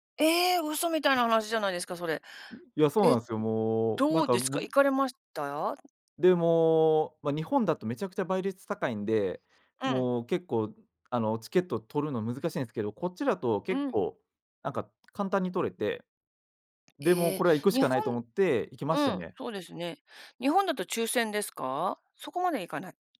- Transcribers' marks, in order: other background noise; tapping
- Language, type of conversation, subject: Japanese, podcast, 好きなアーティストとはどんなふうに出会いましたか？